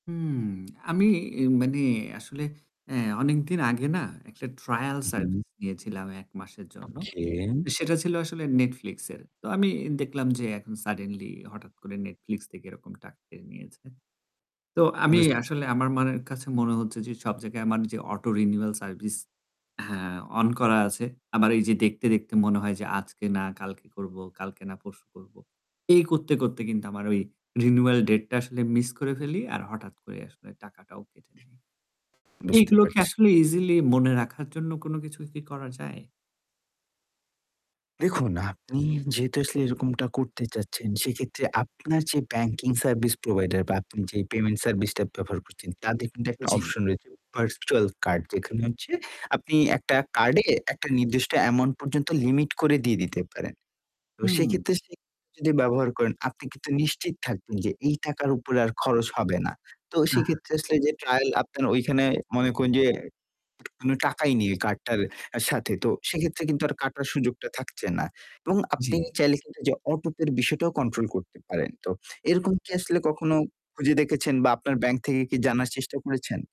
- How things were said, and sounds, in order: static; lip smack; distorted speech; unintelligible speech; other background noise; tapping
- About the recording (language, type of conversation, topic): Bengali, advice, আমি কীভাবে ডিজিটাল সাবস্ক্রিপশন ও ফাইল কমিয়ে আমার দৈনন্দিন জীবনকে আরও সহজ করতে পারি?